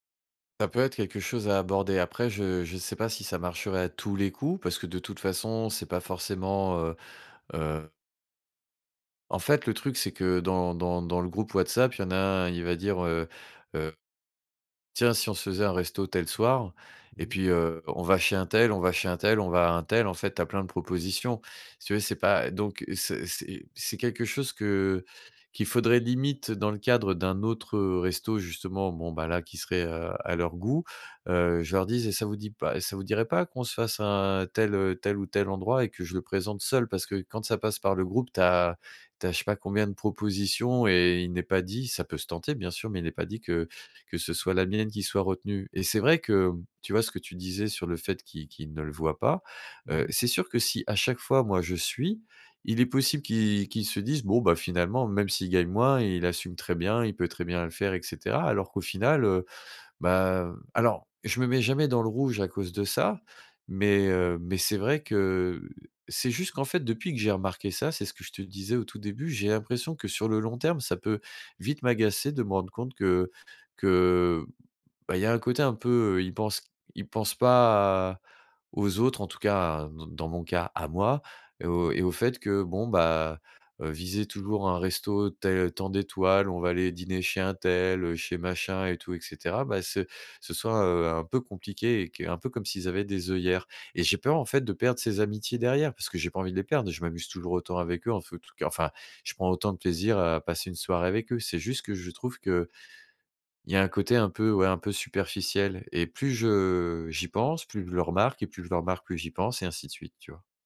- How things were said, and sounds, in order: stressed: "alors"; stressed: "à moi"
- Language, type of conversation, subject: French, advice, Comment gérer la pression sociale pour dépenser lors d’événements et de sorties ?